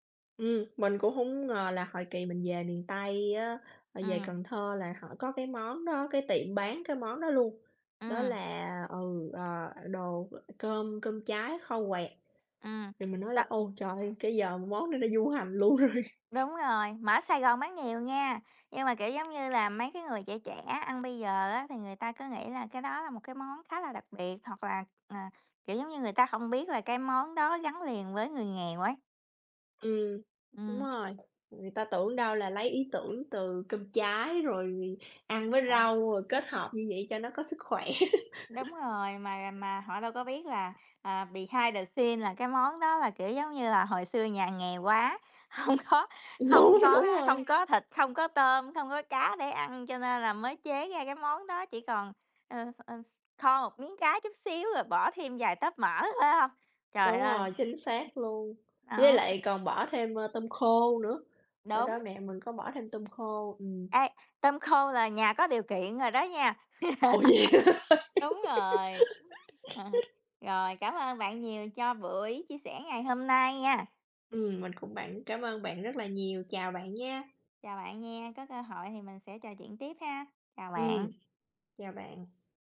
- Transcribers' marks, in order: other background noise; other noise; tapping; laughing while speaking: "luôn rồi"; laughing while speaking: "khỏe"; laugh; in English: "behind the scenes"; laughing while speaking: "Đúng"; laughing while speaking: "hông có"; laughing while speaking: "Ủa vậy hả"; laugh; laugh
- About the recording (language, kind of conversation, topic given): Vietnamese, unstructured, Món ăn nào gắn liền với ký ức tuổi thơ của bạn?